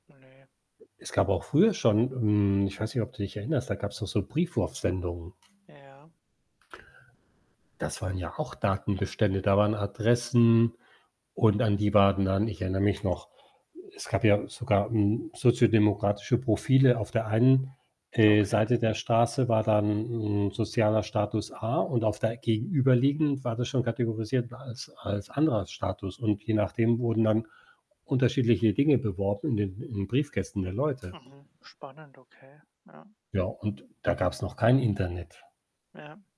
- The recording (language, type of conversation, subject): German, unstructured, Was denkst du über das Sammeln persönlicher Daten im Internet?
- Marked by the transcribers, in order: static; tapping; other background noise